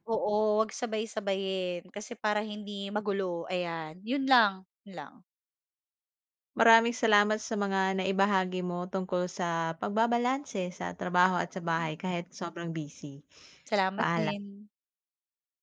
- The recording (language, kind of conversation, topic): Filipino, podcast, Paano mo nababalanse ang trabaho at mga gawain sa bahay kapag pareho kang abala sa dalawa?
- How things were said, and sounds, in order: other background noise